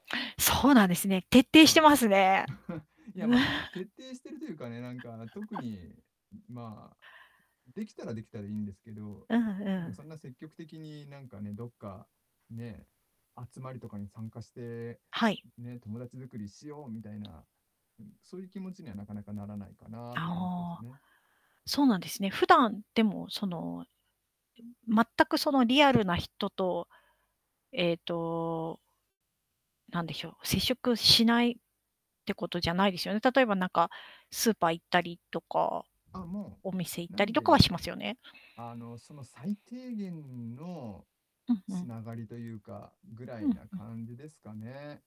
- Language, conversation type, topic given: Japanese, podcast, 孤独感を減らすために、日常でできる小さな工夫にはどんなものがありますか？
- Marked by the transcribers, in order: distorted speech; chuckle; laugh; tapping; static